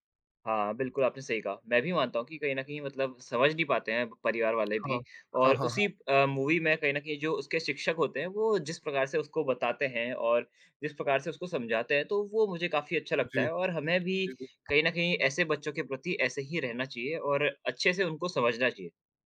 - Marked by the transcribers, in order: tapping; in English: "मूवी"
- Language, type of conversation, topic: Hindi, unstructured, क्या फिल्में समाज में बदलाव लाने में मदद करती हैं?